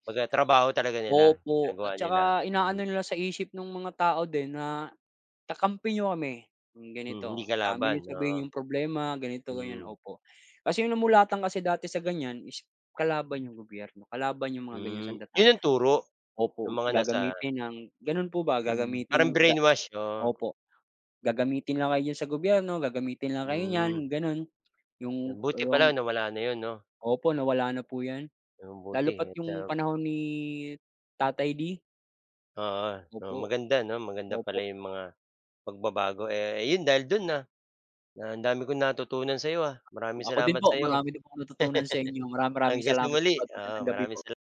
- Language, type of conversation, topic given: Filipino, unstructured, Ano ang palagay mo tungkol sa mga protestang nagaganap ngayon?
- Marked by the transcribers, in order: tapping; other background noise; chuckle